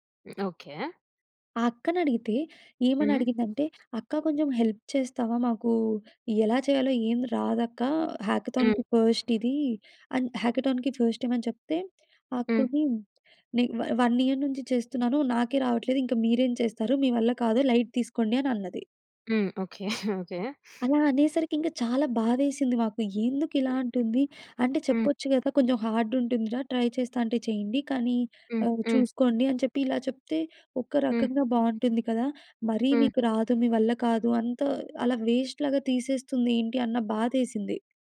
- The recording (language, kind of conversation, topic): Telugu, podcast, ఒక ప్రాజెక్టు విఫలమైన తర్వాత పాఠాలు తెలుసుకోడానికి మొదట మీరు ఏం చేస్తారు?
- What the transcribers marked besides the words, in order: tapping; in English: "హెల్ప్"; in English: "హ్యాకథాన్‌కి ఫస్ట్"; in English: "హ్యాకథాన్‌కి ఫస్ట్ టైమ్"; in English: "వన్ ఇయర్"; in English: "లైట్"; chuckle; other background noise; in English: "హార్డ్"; in English: "ట్రై"; in English: "వేస్ట్‌లాగా"